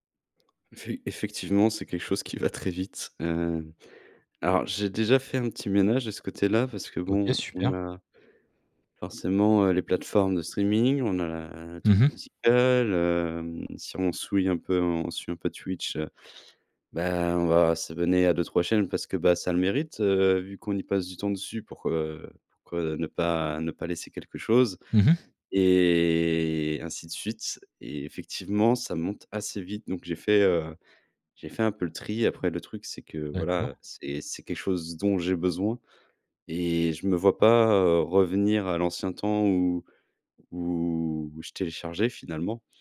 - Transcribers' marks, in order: none
- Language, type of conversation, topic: French, advice, Comment concilier qualité de vie et dépenses raisonnables au quotidien ?